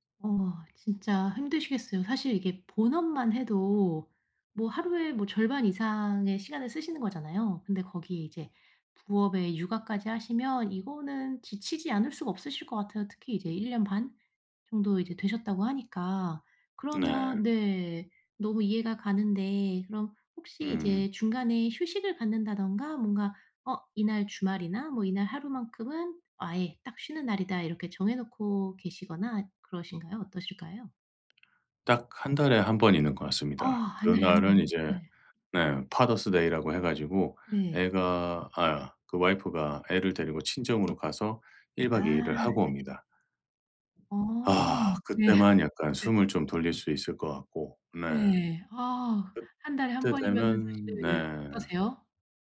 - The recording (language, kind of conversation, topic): Korean, advice, 번아웃을 예방하고 동기를 다시 회복하려면 어떻게 해야 하나요?
- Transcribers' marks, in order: other background noise; tapping; in English: "파더스 데이"; laughing while speaking: "네"